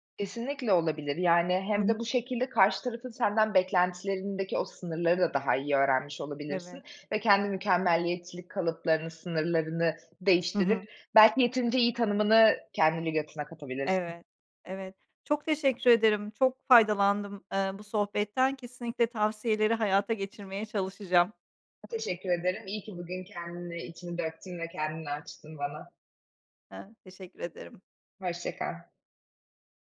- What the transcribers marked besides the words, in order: none
- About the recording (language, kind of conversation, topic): Turkish, advice, Mükemmeliyetçilik yüzünden hedeflerini neden tamamlayamıyorsun?